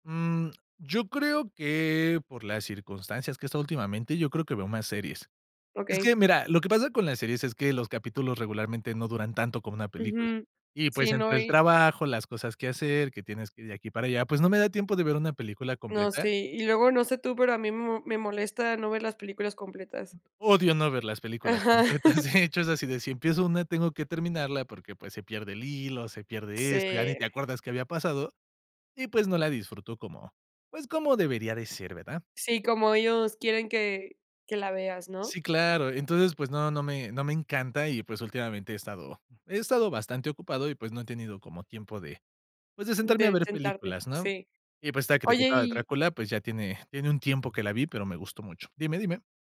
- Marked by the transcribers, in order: laugh; chuckle; unintelligible speech
- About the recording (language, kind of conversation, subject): Spanish, podcast, ¿Cómo adaptas un libro a la pantalla sin perder su alma?